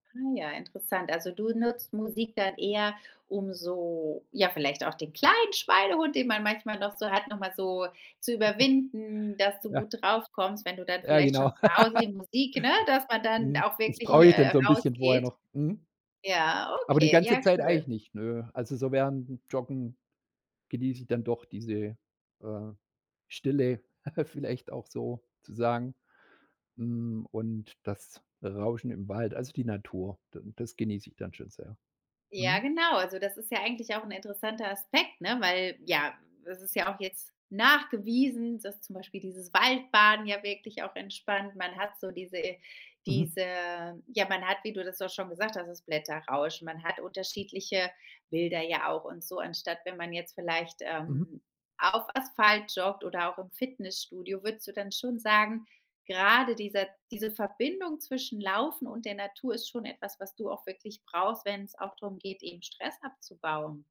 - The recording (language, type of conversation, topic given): German, podcast, Wie helfen dir Hobbys dabei, Stress wirklich abzubauen?
- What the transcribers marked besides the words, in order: joyful: "kleinen Schweinehund"; giggle; laugh; other background noise; giggle